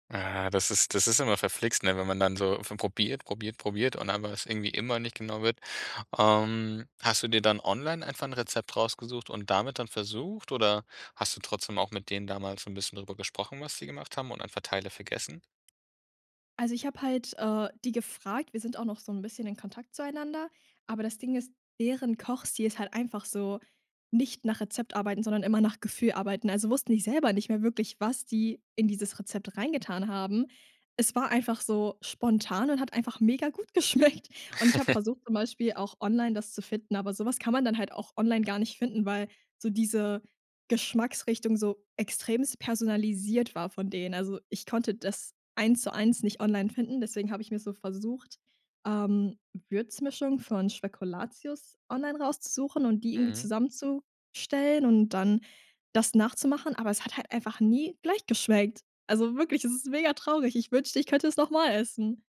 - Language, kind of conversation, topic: German, podcast, Gibt es ein verlorenes Rezept, das du gerne wiederhättest?
- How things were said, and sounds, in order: other background noise; joyful: "geschmeckt"; chuckle; tapping; "extrem" said as "extremst"; stressed: "gleich"; joyful: "Also wirklich, es ist mega … noch mal essen"